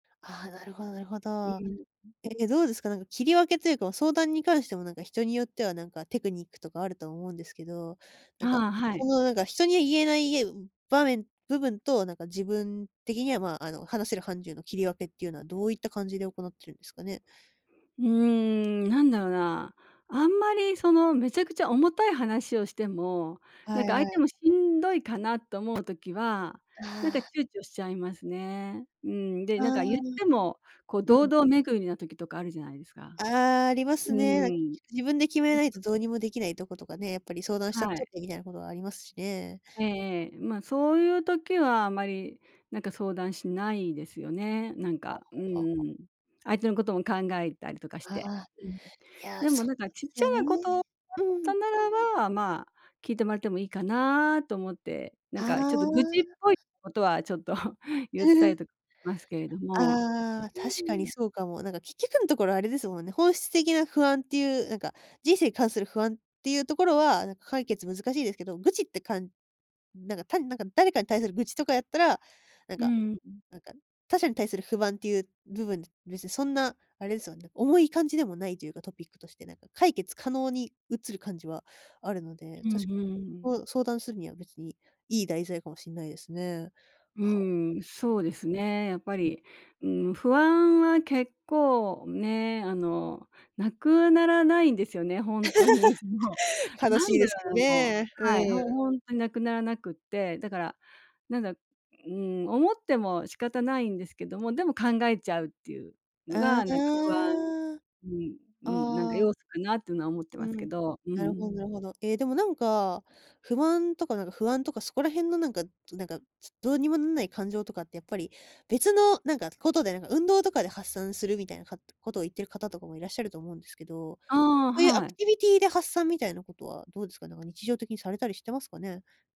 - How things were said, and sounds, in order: other background noise; other noise; laugh; chuckle; laugh
- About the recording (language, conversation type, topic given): Japanese, podcast, 不安を乗り越えるために、普段どんなことをしていますか？